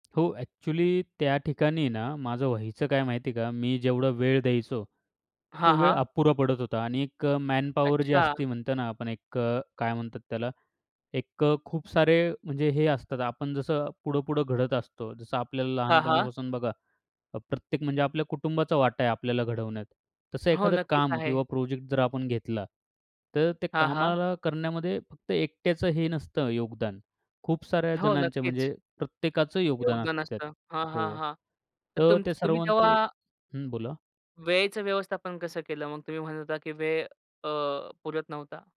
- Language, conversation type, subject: Marathi, podcast, असा कोणता प्रकल्प होता ज्यामुळे तुमचा दृष्टीकोन बदलला?
- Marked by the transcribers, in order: tapping; other background noise